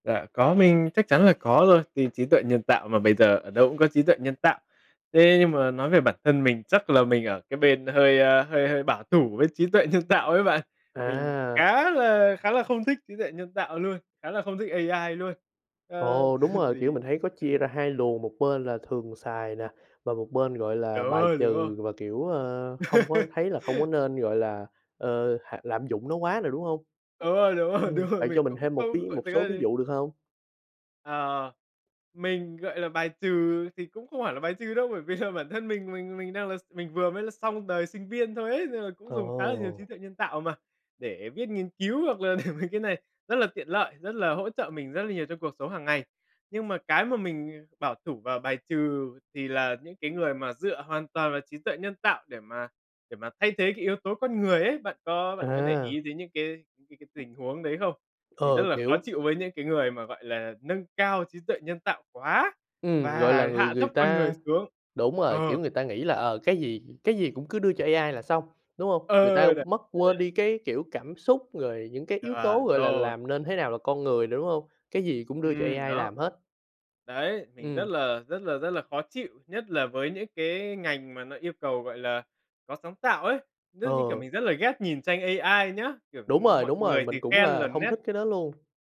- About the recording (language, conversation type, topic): Vietnamese, podcast, Bạn nghĩ trí tuệ nhân tạo đang tác động như thế nào đến đời sống hằng ngày của chúng ta?
- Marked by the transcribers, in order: tapping; other background noise; chuckle; laugh; laugh; laughing while speaking: "rồi, đúng rồi"; scoff; laugh; unintelligible speech